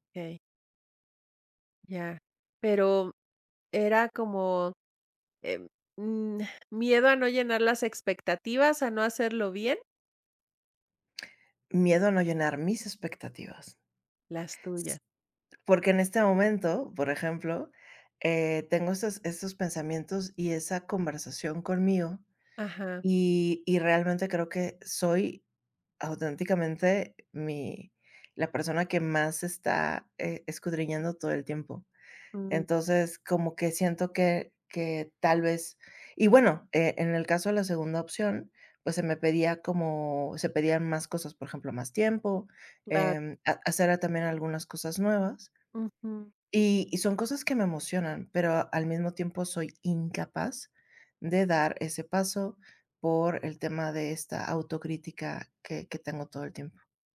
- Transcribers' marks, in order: other background noise
- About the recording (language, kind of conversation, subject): Spanish, advice, ¿Cómo puedo manejar mi autocrítica constante para atreverme a intentar cosas nuevas?